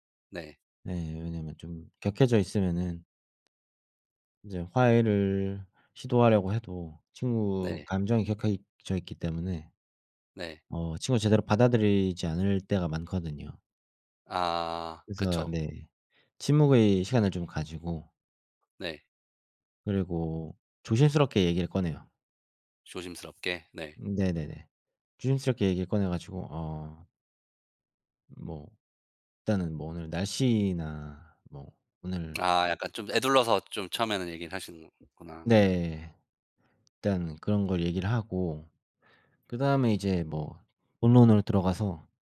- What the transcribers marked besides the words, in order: tapping
- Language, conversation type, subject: Korean, unstructured, 친구와 갈등이 생겼을 때 어떻게 해결하나요?